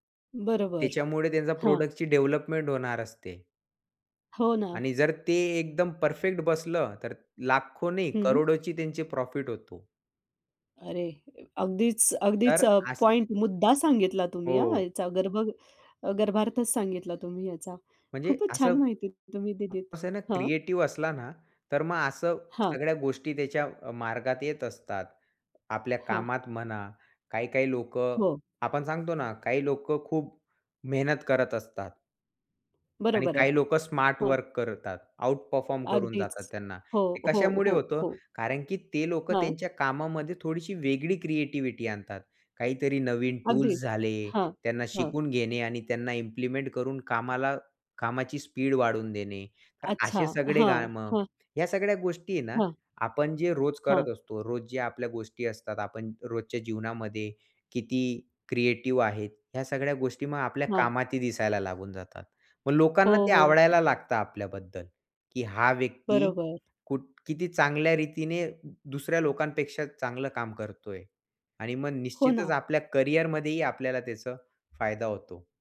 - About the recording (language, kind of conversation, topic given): Marathi, podcast, दररोज सर्जनशील कामांसाठी थोडा वेळ तुम्ही कसा काढता?
- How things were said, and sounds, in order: in English: "प्रॉडक्टची"; other background noise; in English: "आउट परफॉर्म"; tapping